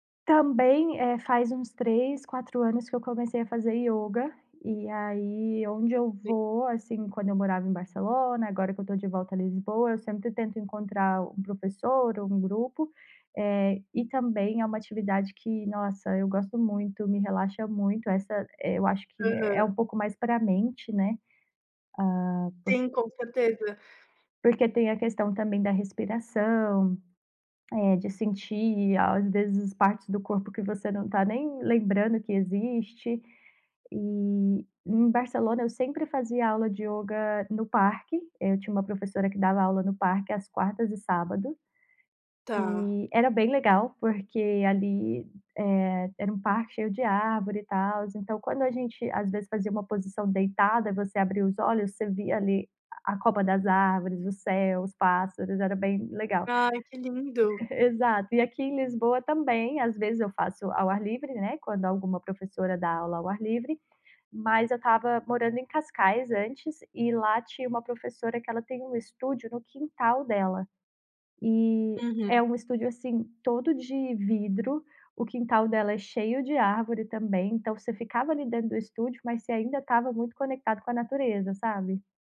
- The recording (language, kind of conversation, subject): Portuguese, podcast, Que atividade ao ar livre te recarrega mais rápido?
- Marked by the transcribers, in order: chuckle; other background noise